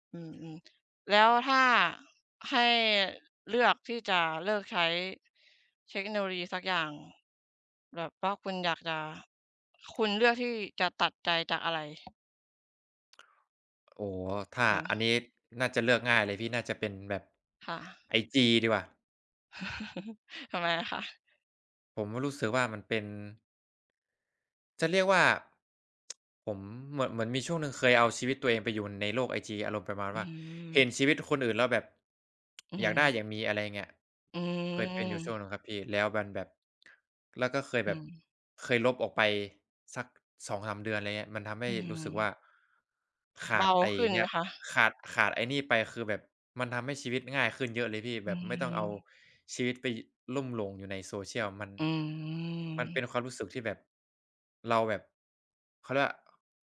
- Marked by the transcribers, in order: other background noise; tapping; chuckle; tsk; tsk; drawn out: "อืม"; drawn out: "อืม"
- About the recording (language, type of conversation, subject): Thai, unstructured, เทคโนโลยีได้เปลี่ยนแปลงวิถีชีวิตของคุณอย่างไรบ้าง?